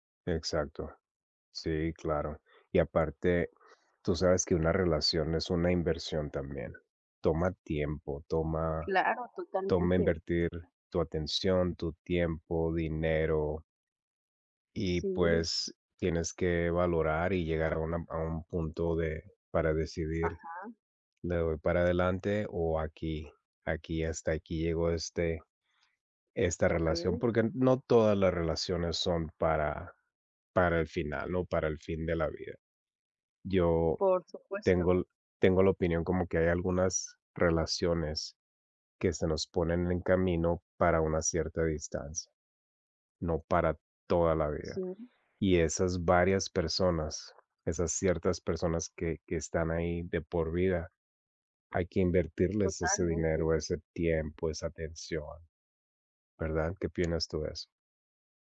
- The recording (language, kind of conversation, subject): Spanish, unstructured, ¿Has perdido una amistad por una pelea y por qué?
- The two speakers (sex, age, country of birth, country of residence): male, 40-44, United States, United States; other, 30-34, Mexico, Mexico
- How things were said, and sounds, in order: none